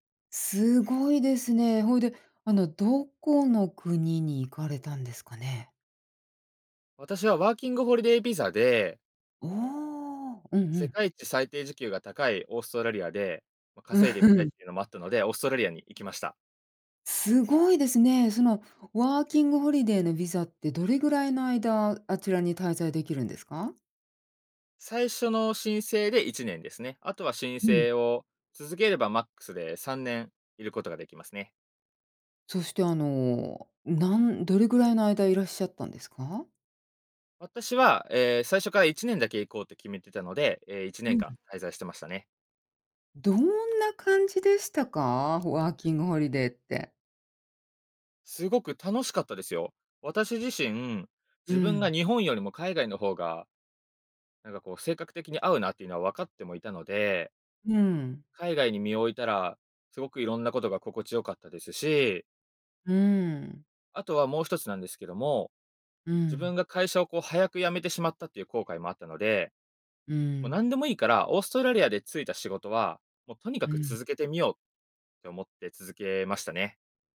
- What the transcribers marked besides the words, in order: joyful: "すごいですね"; joyful: "おお、うん うん"; laughing while speaking: "う、ふん"; surprised: "すごいですね"
- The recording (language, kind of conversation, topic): Japanese, podcast, 失敗からどう立ち直りましたか？